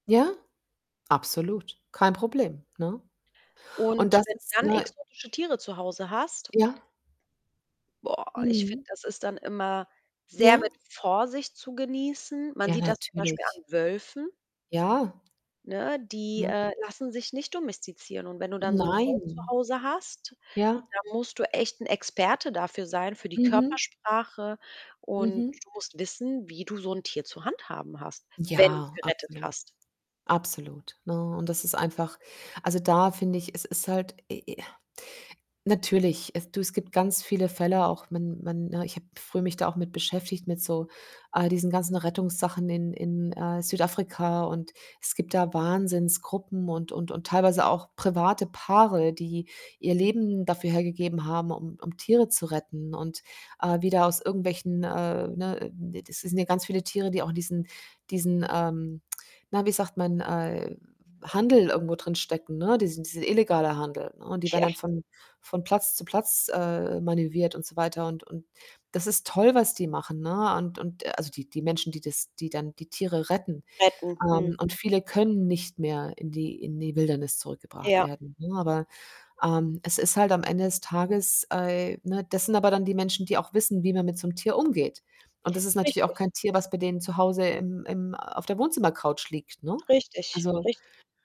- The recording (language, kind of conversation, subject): German, unstructured, Sollten exotische Tiere als Haustiere verboten werden?
- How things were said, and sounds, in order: other background noise; distorted speech; static; tsk; "manövriert" said as "manöviert"; "Wildnis" said as "Wildernis"